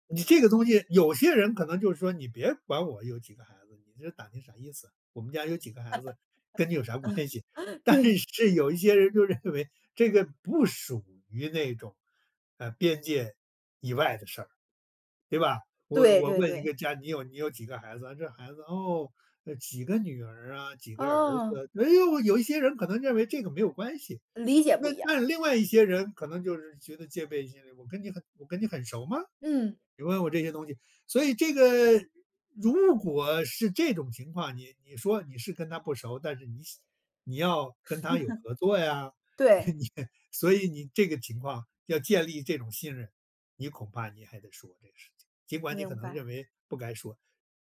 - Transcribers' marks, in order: laugh; laughing while speaking: "对"; laughing while speaking: "关系？但是，有一些人就认为"; laugh; laughing while speaking: "你"
- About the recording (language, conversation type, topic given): Chinese, podcast, 你如何在对话中创造信任感？